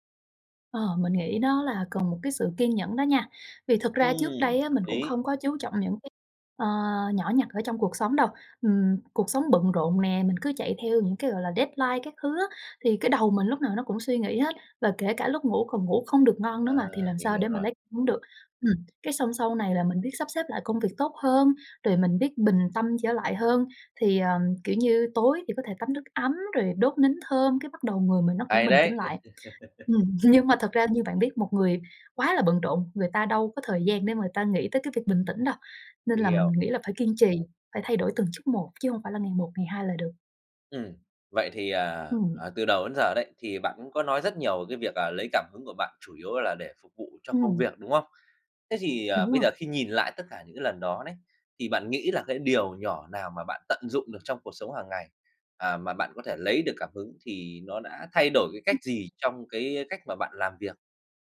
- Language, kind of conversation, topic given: Vietnamese, podcast, Bạn tận dụng cuộc sống hằng ngày để lấy cảm hứng như thế nào?
- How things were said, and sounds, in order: tapping; in English: "deadline"; laugh; "người" said as "ừn"; unintelligible speech